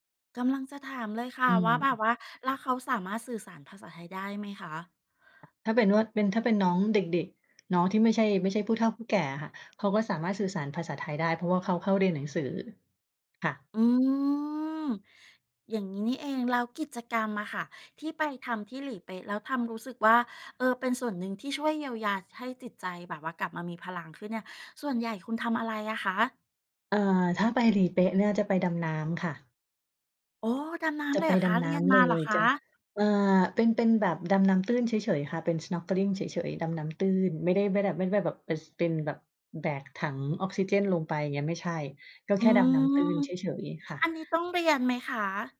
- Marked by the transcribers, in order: other noise; tapping
- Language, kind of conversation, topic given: Thai, podcast, เล่าเรื่องหนึ่งที่คุณเคยเจอแล้วรู้สึกว่าได้เยียวยาจิตใจให้ฟังหน่อยได้ไหม?